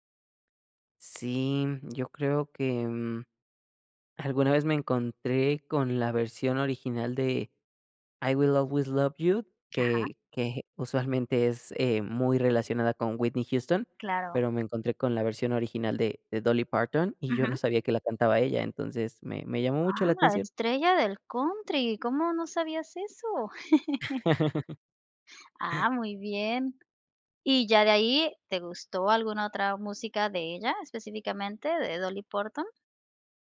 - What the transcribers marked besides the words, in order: in English: "I Will Always Love You"; laugh; "Parton" said as "Porton"
- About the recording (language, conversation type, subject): Spanish, podcast, ¿Cómo descubres nueva música hoy en día?